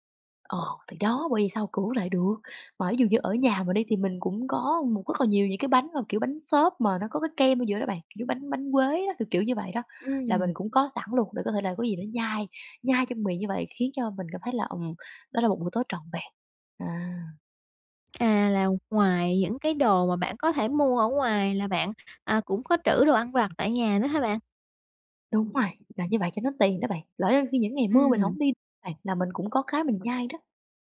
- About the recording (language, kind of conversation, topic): Vietnamese, advice, Vì sao bạn khó bỏ thói quen ăn vặt vào buổi tối?
- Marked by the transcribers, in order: tapping